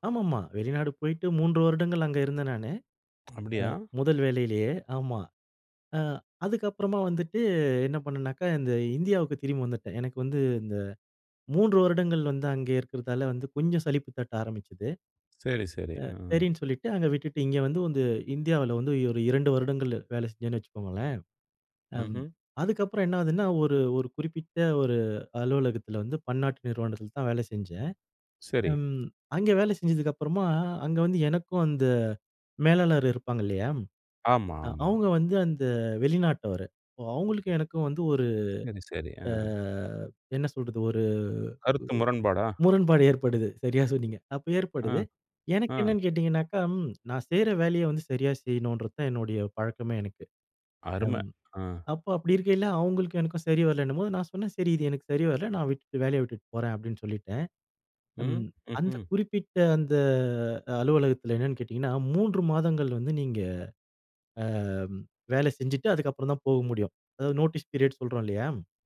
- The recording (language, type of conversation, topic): Tamil, podcast, நேரமும் அதிர்ஷ்டமும்—உங்கள் வாழ்க்கையில் எது அதிகம் பாதிப்பதாக நீங்கள் நினைக்கிறீர்கள்?
- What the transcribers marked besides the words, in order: other background noise; tapping; "அப்போ" said as "போ"; drawn out: "ஆ"; drawn out: "அந்த"; in English: "நோட்டீஸ் பீரியட்"